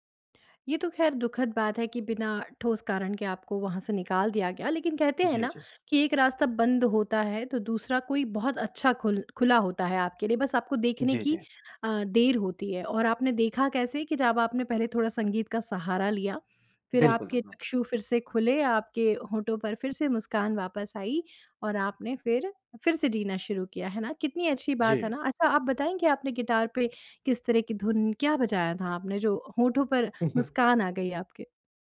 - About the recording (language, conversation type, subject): Hindi, podcast, ज़िंदगी के किस मोड़ पर संगीत ने आपको संभाला था?
- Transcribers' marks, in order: chuckle